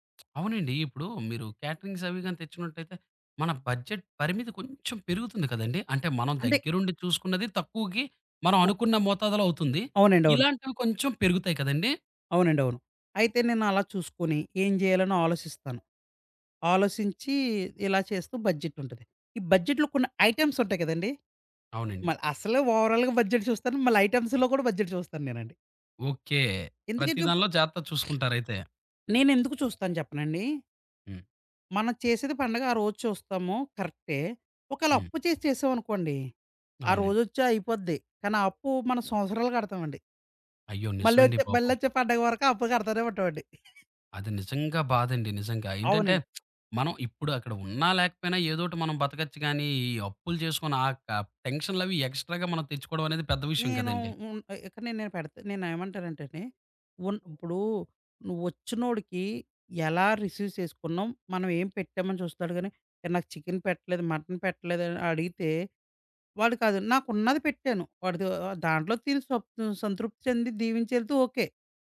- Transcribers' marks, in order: other background noise; in English: "కేటరింగ్స్"; in English: "బడ్జెట్"; in English: "బడ్జెట్‌లో"; in English: "ఐటెమ్స్"; in English: "ఓవరాల్‌గా బడ్జెట్"; in English: "ఐటెమ్స్‌లో"; in English: "బడ్జెట్"; giggle; lip smack; in English: "ఎక్స్ట్రాగా"; in English: "రిసీవ్"; in English: "చికెన్"; in English: "మటన్"
- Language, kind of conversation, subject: Telugu, podcast, బడ్జెట్ పరిమితి ఉన్నప్పుడు స్టైల్‌ను ఎలా కొనసాగించాలి?